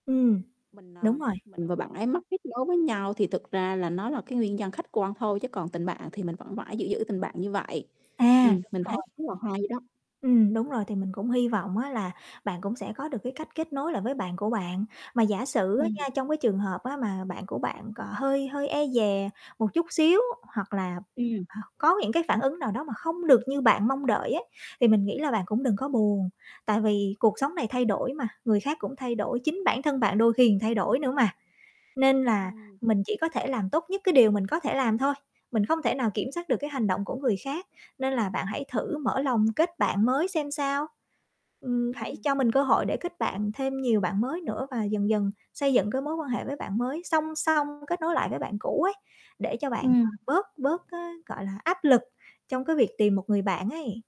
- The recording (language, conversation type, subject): Vietnamese, advice, Làm thế nào để tôi xây lại kết nối với một người bạn thân khi mối quan hệ đã đứt đoạn?
- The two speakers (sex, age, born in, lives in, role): female, 35-39, Vietnam, Vietnam, advisor; female, 35-39, Vietnam, Vietnam, user
- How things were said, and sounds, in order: static; tapping; mechanical hum; distorted speech; other background noise; "còn" said as "ừn"